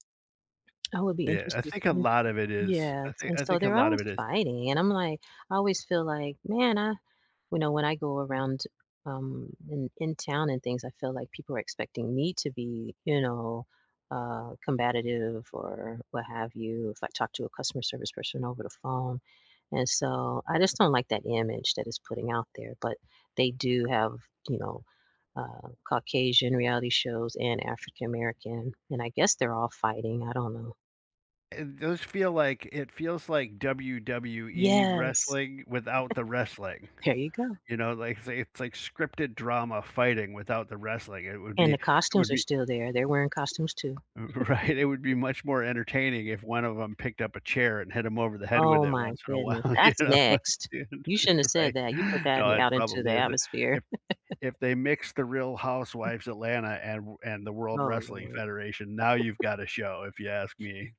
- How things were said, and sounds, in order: "combative" said as "combatative"; chuckle; other background noise; laughing while speaking: "R right?"; tapping; chuckle; laughing while speaking: "while, you know right? No, it probably isn't"; unintelligible speech; chuckle; chuckle
- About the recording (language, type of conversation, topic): English, unstructured, What reality shows do you secretly enjoy, and why do they hook you?
- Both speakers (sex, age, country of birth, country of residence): female, 55-59, United States, United States; male, 55-59, United States, United States